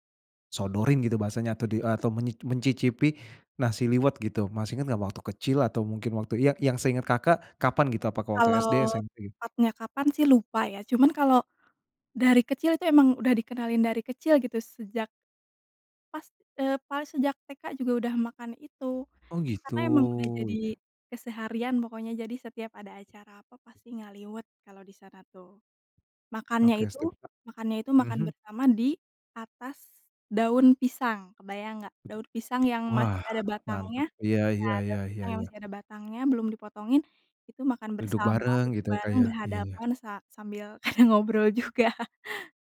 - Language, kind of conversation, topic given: Indonesian, podcast, Adakah makanan lokal yang membuat kamu jatuh cinta?
- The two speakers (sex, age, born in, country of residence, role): female, 30-34, Indonesia, Indonesia, guest; male, 35-39, Indonesia, Indonesia, host
- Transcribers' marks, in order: other background noise; unintelligible speech; tapping; laughing while speaking: "ada ngobrol juga"